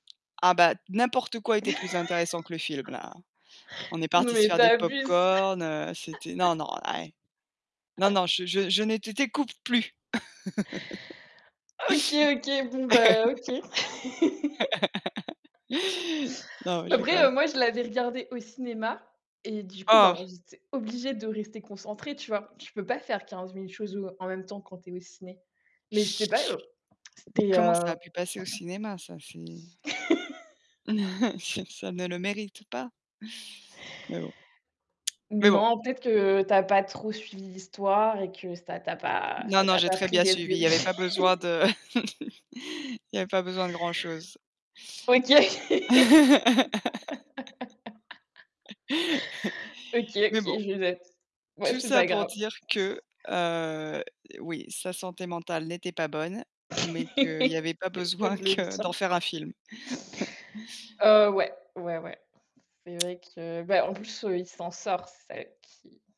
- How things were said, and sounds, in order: tapping; other background noise; laugh; laugh; laugh; laugh; throat clearing; laugh; chuckle; laugh; chuckle; laughing while speaking: "OK"; laugh; laugh; laughing while speaking: "C'est peu de le dire"; chuckle
- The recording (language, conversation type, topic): French, unstructured, Quelle importance accordez-vous à la santé mentale dans votre mode de vie ?